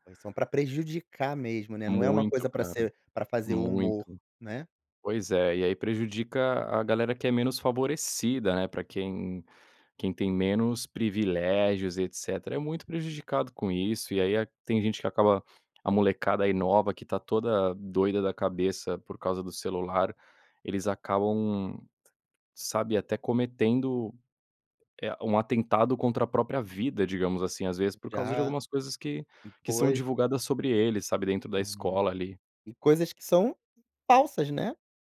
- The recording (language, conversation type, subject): Portuguese, podcast, Como identificar notícias falsas nas redes sociais?
- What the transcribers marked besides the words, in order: tapping; other noise